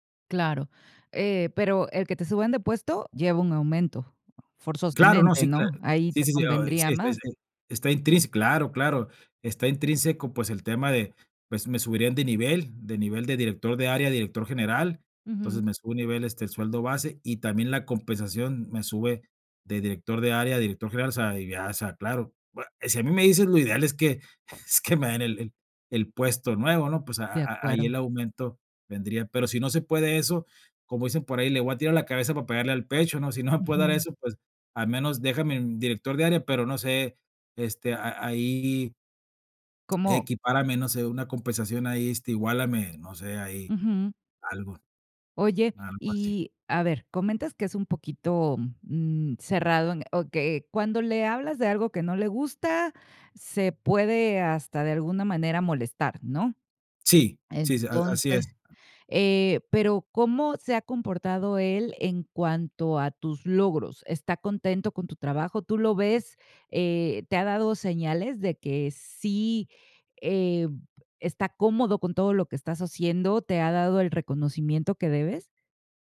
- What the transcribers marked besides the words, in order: other background noise; laughing while speaking: "es que"
- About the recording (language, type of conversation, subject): Spanish, advice, ¿Cómo puedo pedir un aumento o una promoción en el trabajo?